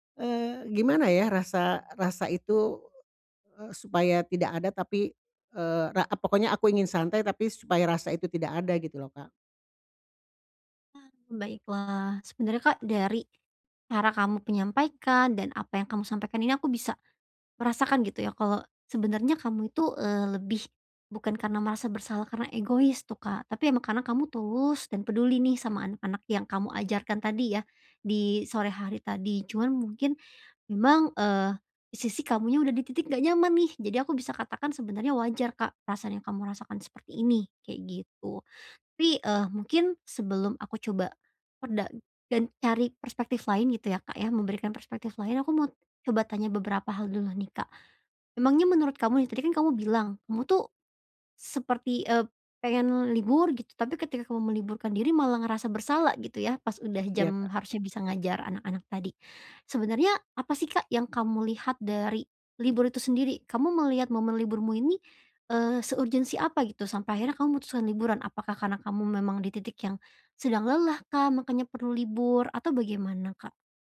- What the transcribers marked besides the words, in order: tapping
- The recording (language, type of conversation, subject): Indonesian, advice, Kenapa saya merasa bersalah saat ingin bersantai saja?